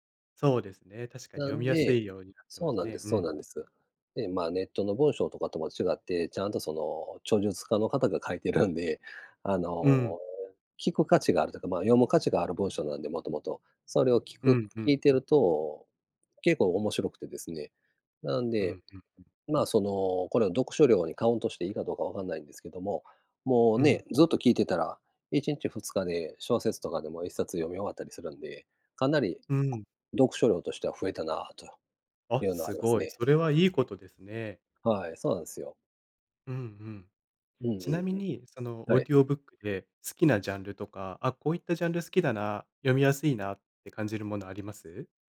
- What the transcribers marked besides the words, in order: none
- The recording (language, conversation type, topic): Japanese, unstructured, 最近ハマっていることはありますか？